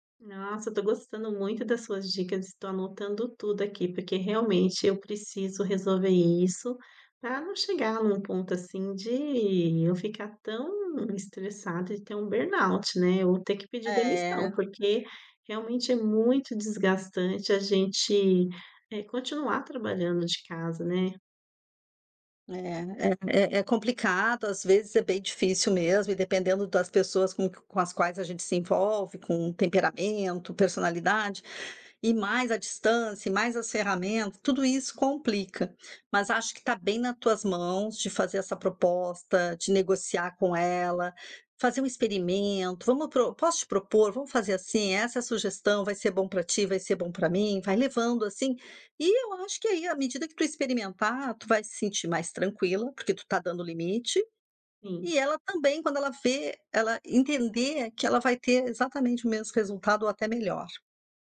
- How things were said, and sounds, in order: in English: "burnout"; "mesmo" said as "mes"
- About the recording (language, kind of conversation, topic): Portuguese, advice, Como posso definir limites para e-mails e horas extras?